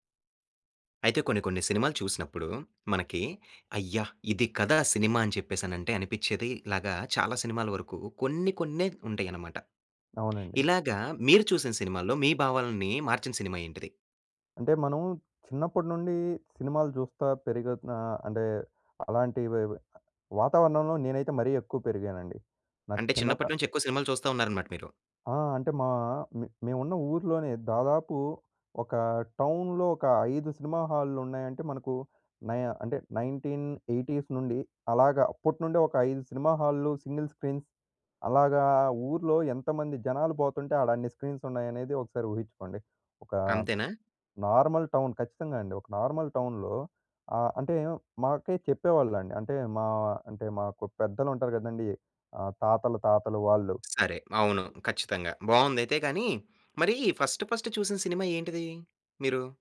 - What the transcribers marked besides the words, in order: other background noise; in English: "సింగిల్ స్క్రీన్స్"; in English: "స్క్రీన్స్"; in English: "నార్మల్ టౌన్"; in English: "నార్మల్ టౌన్‌లో"; tapping; in English: "ఫస్ట్ ఫస్ట్"
- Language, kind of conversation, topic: Telugu, podcast, సినిమాలు మన భావనలను ఎలా మార్చతాయి?